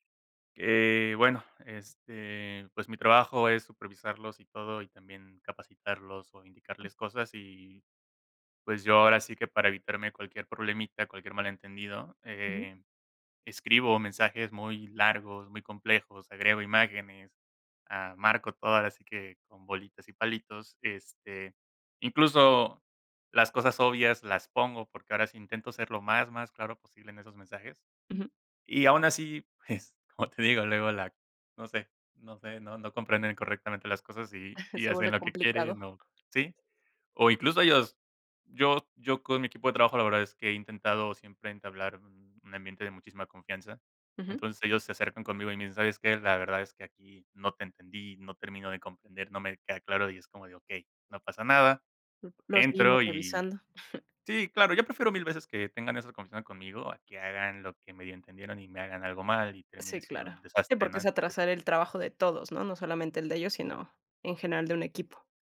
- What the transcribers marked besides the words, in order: tapping; laughing while speaking: "pues"; chuckle; other background noise; unintelligible speech; chuckle
- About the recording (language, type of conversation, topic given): Spanish, podcast, ¿Prefieres hablar cara a cara, por mensaje o por llamada?